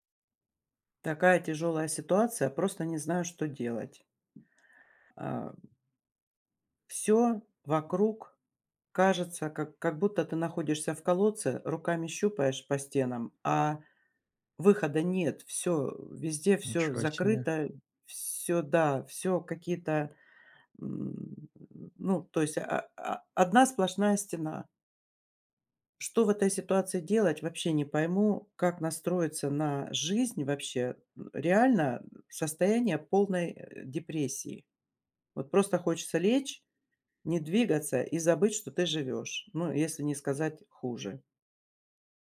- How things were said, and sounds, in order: other background noise; tapping
- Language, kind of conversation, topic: Russian, advice, Как мне сменить фокус внимания и принять настоящий момент?